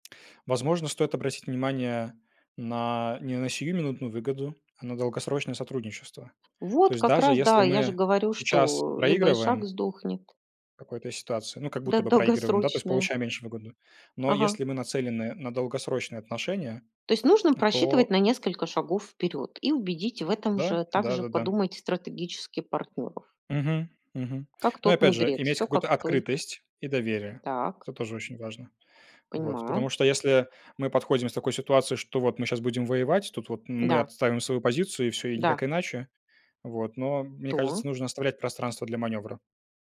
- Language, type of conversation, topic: Russian, unstructured, Что для тебя значит компромисс?
- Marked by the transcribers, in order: none